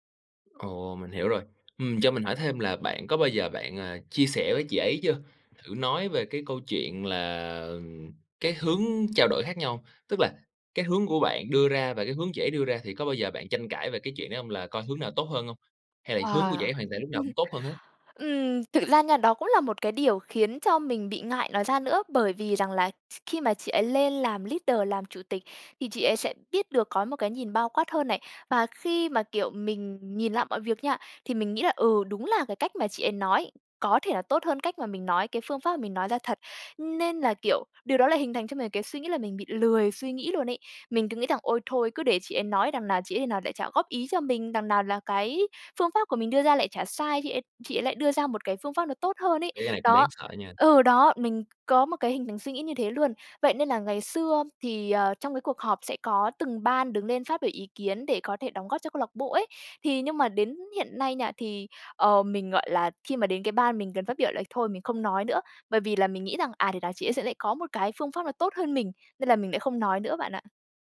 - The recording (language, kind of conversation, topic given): Vietnamese, advice, Làm sao để vượt qua nỗi sợ phát biểu ý kiến trong cuộc họp dù tôi nắm rõ nội dung?
- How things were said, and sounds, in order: tapping; chuckle; in English: "leader"